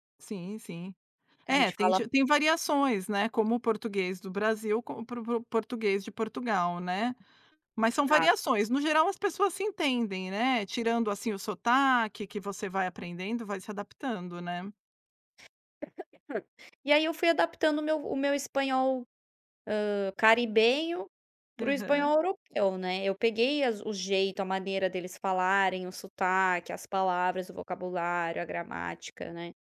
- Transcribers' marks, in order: tapping; other background noise; cough
- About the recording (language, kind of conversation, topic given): Portuguese, podcast, Como você decide qual língua usar com cada pessoa?